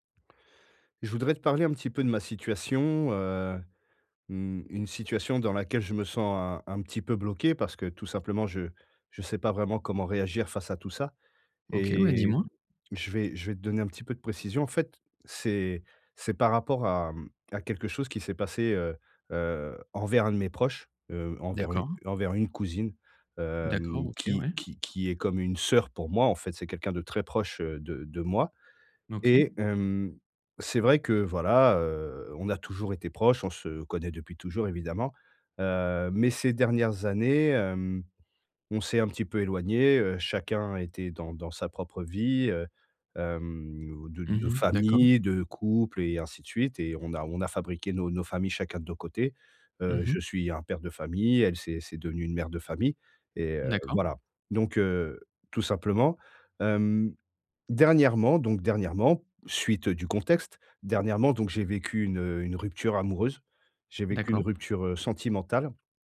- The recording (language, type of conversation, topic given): French, advice, Comment puis-je exprimer une critique sans blesser mon interlocuteur ?
- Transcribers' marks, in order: other background noise